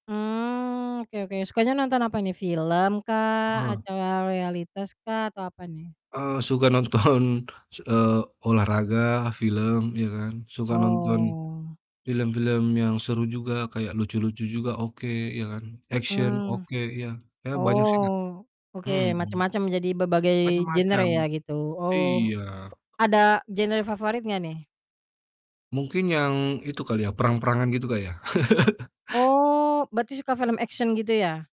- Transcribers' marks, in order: laughing while speaking: "nonton"; drawn out: "Oh"; in English: "Action"; distorted speech; laugh; in English: "action"
- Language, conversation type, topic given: Indonesian, unstructured, Bagaimana film dapat mengubah cara pandang seseorang?